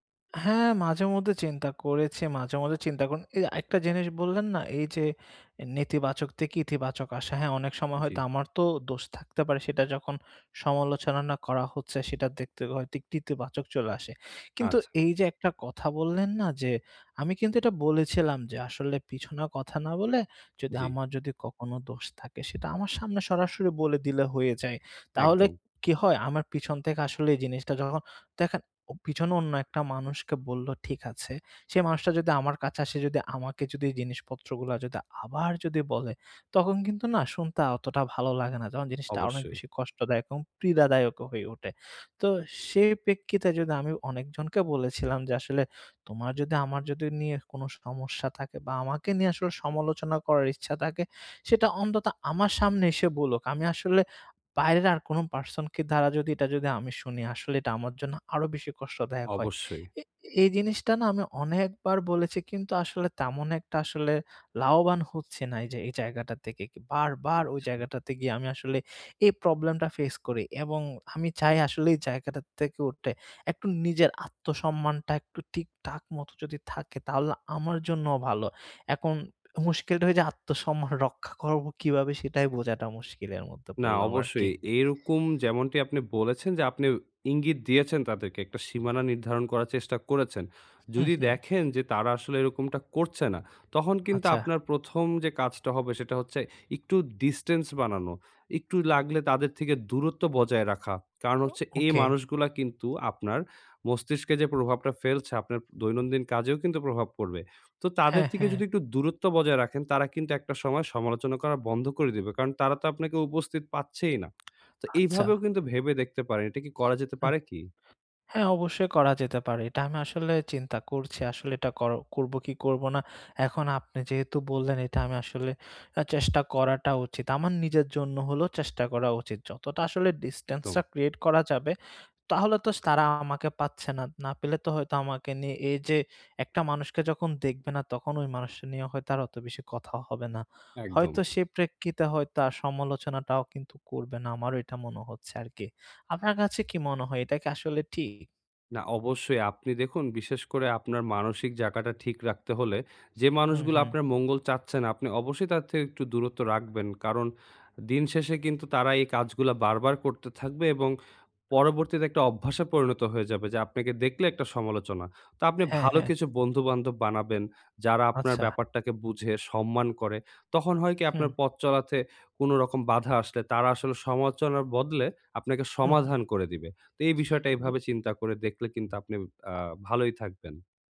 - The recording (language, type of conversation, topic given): Bengali, advice, অপ্রয়োজনীয় সমালোচনার মুখে কীভাবে আত্মসম্মান বজায় রেখে নিজেকে রক্ষা করতে পারি?
- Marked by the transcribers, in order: "আরেকটা" said as "আয়েকটা"; other background noise; tapping; "ইতিবাচক" said as "কীতিবাচক"; "এবং" said as "এং"; "পীড়াদায়কও" said as "প্রীরাদায়কও"; "প্রেক্ষিতে" said as "প্রেক্কিতে"; "ঠিকঠাক" said as "টিকটাক"; "একটু" said as "ইকটু"; other noise; "থেকে" said as "চিকে"; "প্রেক্ষিতে" said as "প্রেক্কিতে"; "সমালোচনার" said as "সমাচনার"